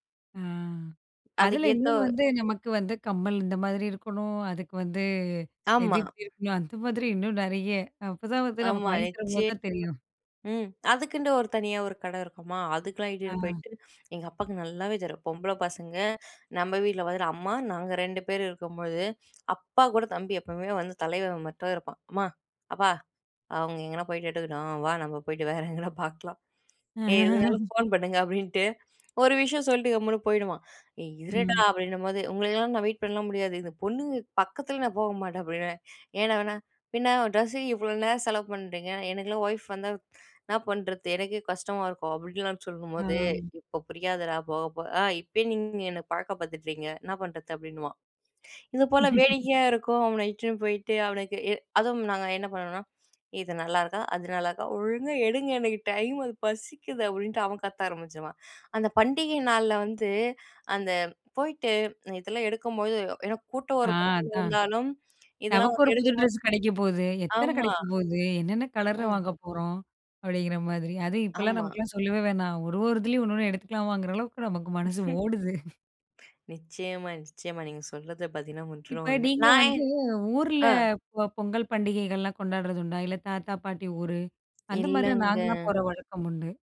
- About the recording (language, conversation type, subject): Tamil, podcast, பண்டிகைகள் அன்பை வெளிப்படுத்த உதவுகிறதா?
- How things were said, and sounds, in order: drawn out: "அ"; put-on voice: "அம்மா, அப்பா அவங்க எங்கேனா போய்ட்டு … எதுனாலும் ஃபோன் பண்ணுங்க"; other noise; laugh; put-on voice: "உங்களுக்கெல்லாம் நான் வெயிட் பண்ணலாம் முடியாது. இந்த பொண்ணுங்க பக்கத்துல நான் போக மாட்டேன்"; laugh; snort; breath